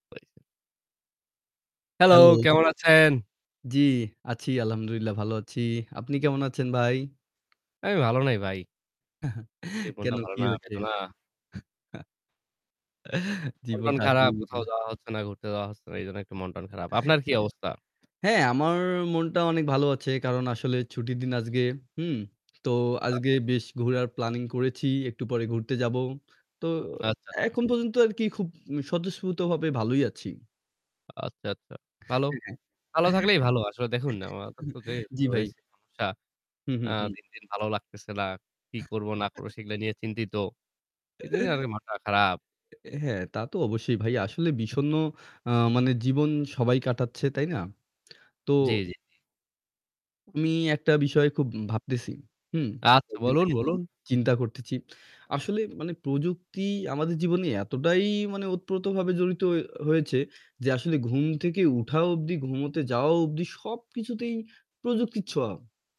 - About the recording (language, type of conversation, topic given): Bengali, unstructured, আপনার জীবনে প্রযুক্তি কতটা গুরুত্বপূর্ণ?
- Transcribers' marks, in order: unintelligible speech; static; tapping; chuckle; chuckle; other background noise; "আজকে" said as "আজগে"; "আজকে" said as "আজগে"; unintelligible speech; chuckle; laughing while speaking: "হ্যাঁ, হ্যাঁ"; unintelligible speech; chuckle; lip smack; unintelligible speech